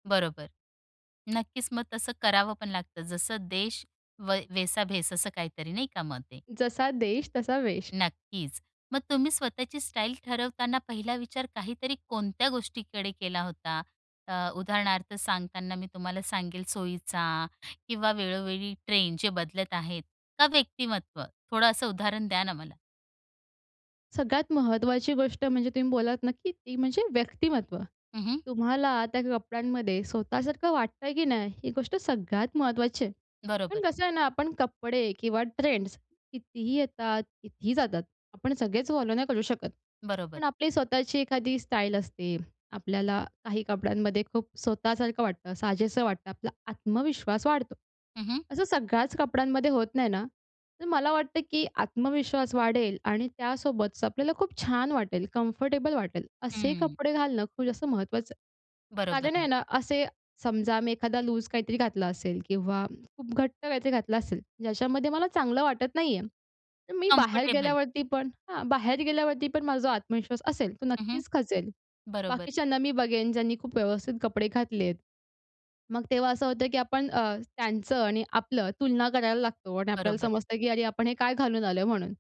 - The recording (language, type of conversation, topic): Marathi, podcast, तुम्ही स्वतःची स्टाईल ठरवताना साधी-सरळ ठेवायची की रंगीबेरंगी, हे कसे ठरवता?
- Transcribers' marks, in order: in Hindi: "व वैसा भेस"; in English: "फॉलो"; in English: "कम्फर्टेबल"; in English: "लूज"; in English: "कंफर्टेबल"